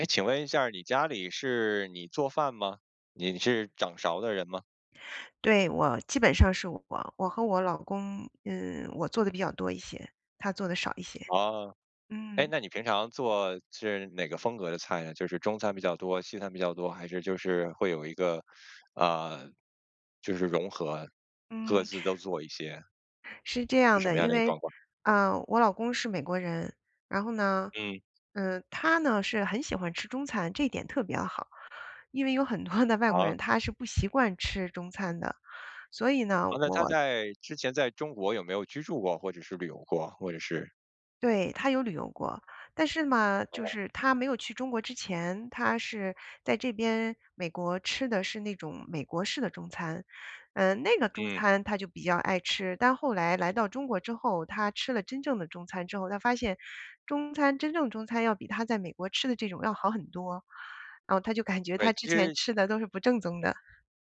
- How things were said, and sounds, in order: laughing while speaking: "多的"; other background noise
- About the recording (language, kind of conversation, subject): Chinese, podcast, 你平时如何规划每周的菜单？